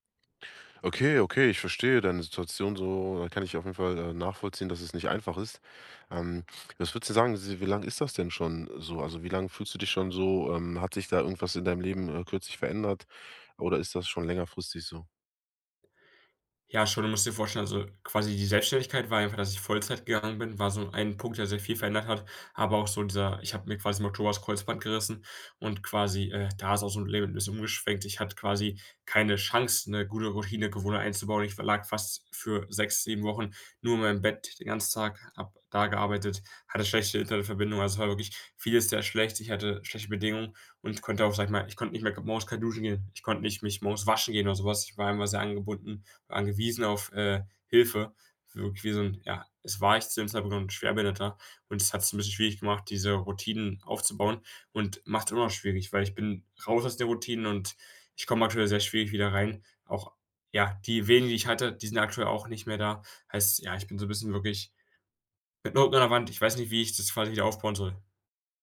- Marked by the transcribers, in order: none
- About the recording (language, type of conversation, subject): German, advice, Wie kann ich mich täglich zu mehr Bewegung motivieren und eine passende Gewohnheit aufbauen?